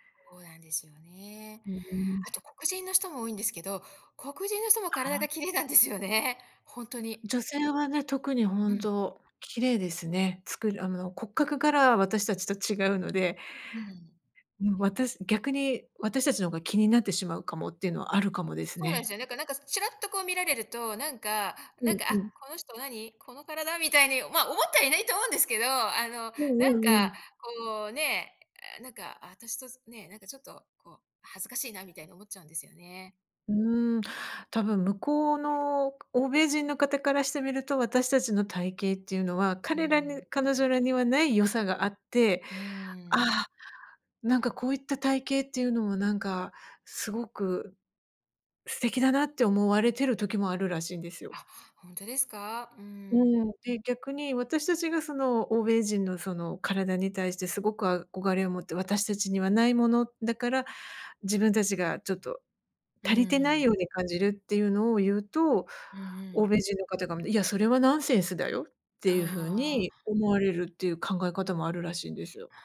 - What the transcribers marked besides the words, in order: tapping; laughing while speaking: "体がきれいなんですよね"; joyful: "ま、思ってはいないと思うんですけど"; other background noise
- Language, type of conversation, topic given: Japanese, advice, ジムで人の視線が気になって落ち着いて運動できないとき、どうすればいいですか？